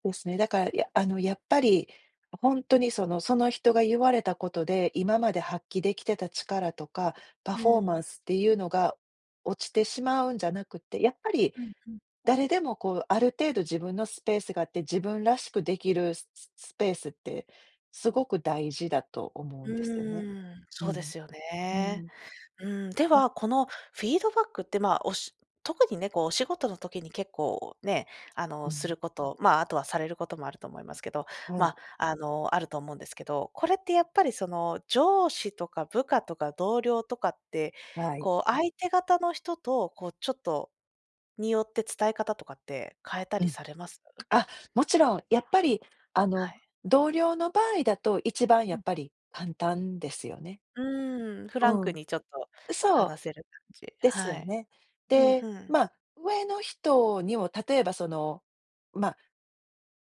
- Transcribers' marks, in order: none
- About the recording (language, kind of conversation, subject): Japanese, podcast, フィードバックはどのように伝えるのがよいですか？